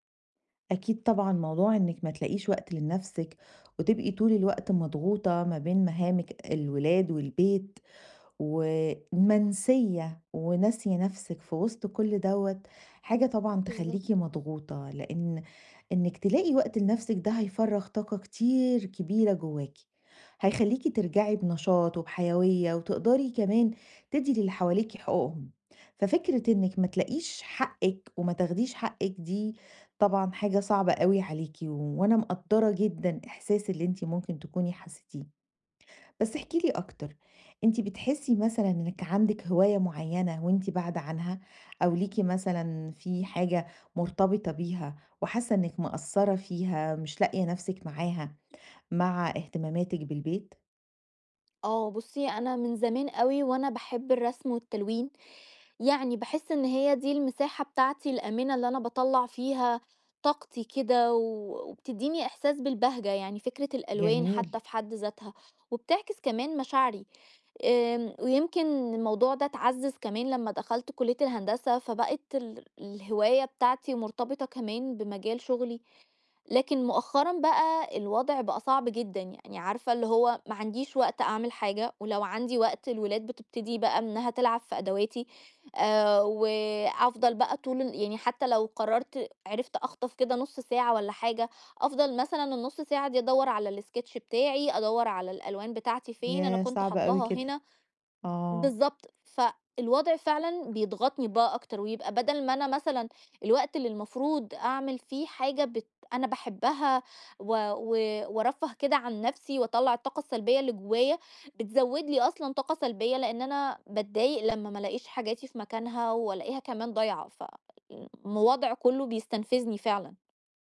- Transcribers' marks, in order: in English: "الsketch"
- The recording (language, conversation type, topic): Arabic, advice, إزاي ألاقي وقت للهوايات والترفيه وسط الشغل والدراسة والالتزامات التانية؟